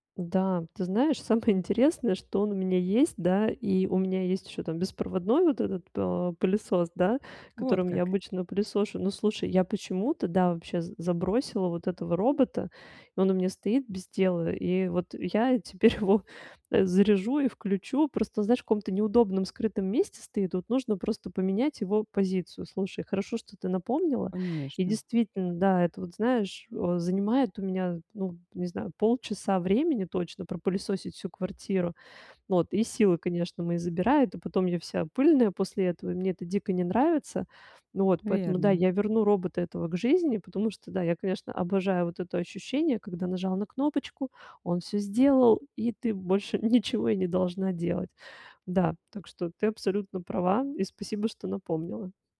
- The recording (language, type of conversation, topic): Russian, advice, Как мне совмещать работу и семейные обязанности без стресса?
- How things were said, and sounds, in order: laughing while speaking: "теперь"; tapping